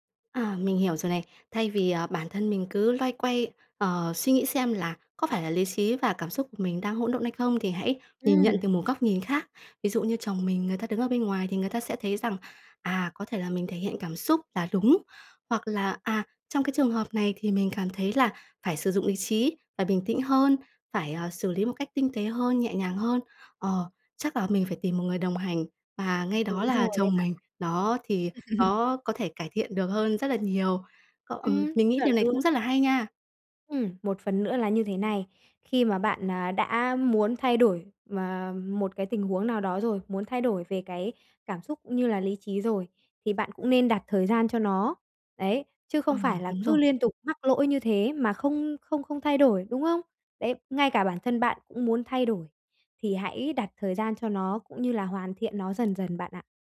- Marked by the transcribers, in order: tapping; other background noise; laugh
- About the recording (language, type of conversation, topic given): Vietnamese, advice, Làm sao tôi biết liệu mình có nên đảo ngược một quyết định lớn khi lý trí và cảm xúc mâu thuẫn?